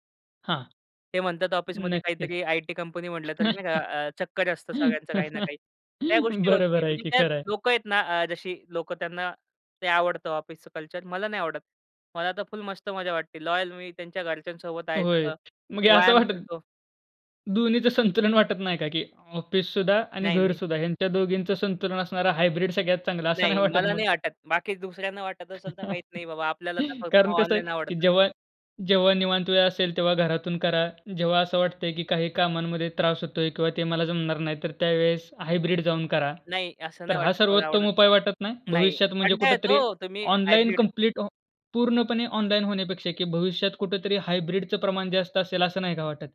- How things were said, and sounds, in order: chuckle; laughing while speaking: "बरोबर आहे की. खरं आहे"; other noise; in English: "हायब्रिड"; chuckle; in English: "हायब्रिड"; in English: "हायब्रिड"; in English: "हायब्रिडचं"
- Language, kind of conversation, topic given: Marathi, podcast, भविष्यात कामाचा दिवस मुख्यतः ऑफिसमध्ये असेल की घरातून, तुमच्या अनुभवातून तुम्हाला काय वाटते?